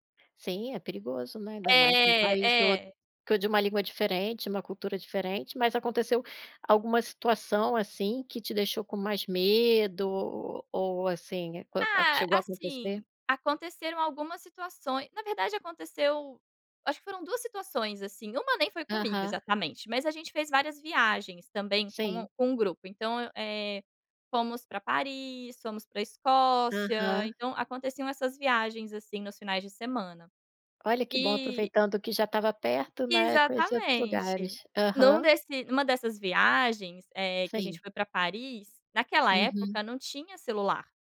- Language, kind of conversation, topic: Portuguese, podcast, Como foi sua primeira viagem solo?
- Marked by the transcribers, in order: none